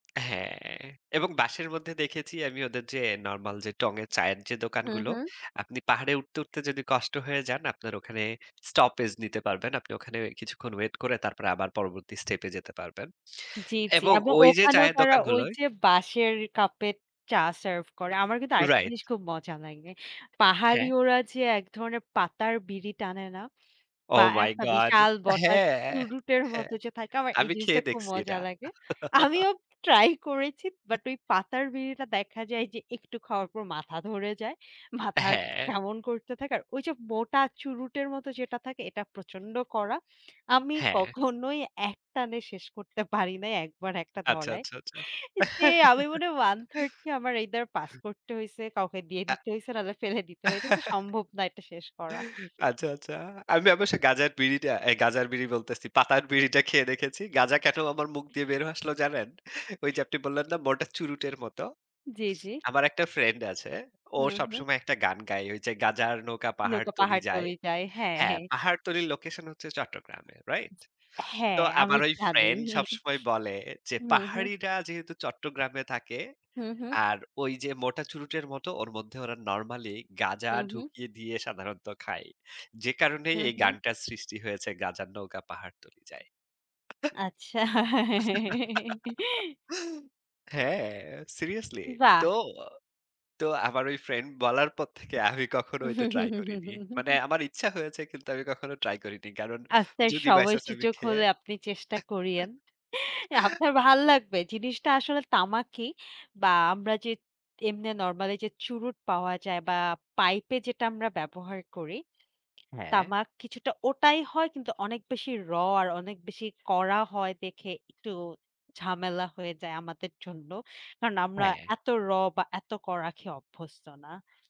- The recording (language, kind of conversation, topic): Bengali, unstructured, ভ্রমণে গিয়ে স্থানীয় সংস্কৃতি সম্পর্কে জানা কেন গুরুত্বপূর্ণ?
- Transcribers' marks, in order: laughing while speaking: "ওহ মাই গড। হ্যাঁ, হ্যাঁ। আমি খেয়ে দেখছি এটা"; laughing while speaking: "বিশাল বটা চুরুটের মতো যে … আমিও ট্রাই করেছি"; chuckle; tapping; laughing while speaking: "যে আমি মনে হয় One-third কি আমার এইদার পাস করতে হইছে"; laugh; laugh; joyful: "আচ্ছা, আচ্ছা। আমি অবশ্য গাঁজার … মোটা চুরুটের মত"; chuckle; laugh; joyful: "হ্যাঁ সিরিয়াসলি। তো, তো আমার … চান্স আমি খেয়ে"; laugh; "সময়সুযোগ" said as "সময়সুচক"; laughing while speaking: "আপনার ভাল লাগবে"; laugh; in English: "র"; in English: "র"